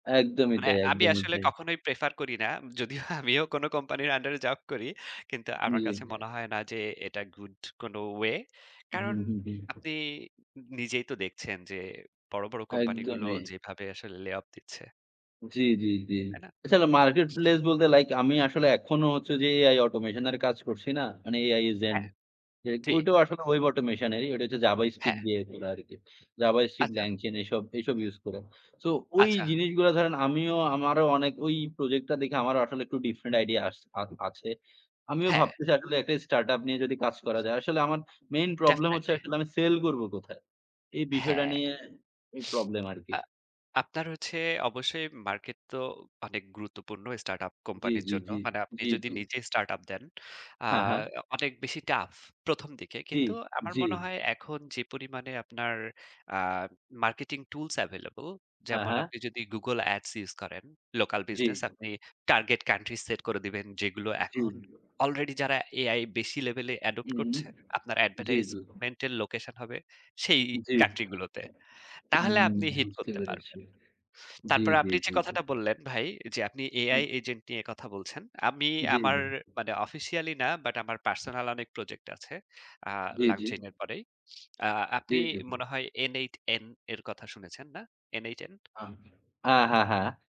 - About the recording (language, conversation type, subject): Bengali, unstructured, আপনি কি মনে করেন প্রযুক্তি বড় কোম্পানিগুলোর হাতে অত্যধিক নিয়ন্ত্রণ এনে দিয়েছে?
- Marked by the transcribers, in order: in English: "প্রেফার"; laughing while speaking: "যদিও আমিও কোন কোম্পানির আন্ডারে জব করি"; other background noise; in English: "লে অফ"; tapping; sniff; in English: "অ্যাডপ্ট"; in English: "অ্যাডভার্টাইজমেন্ট"; sniff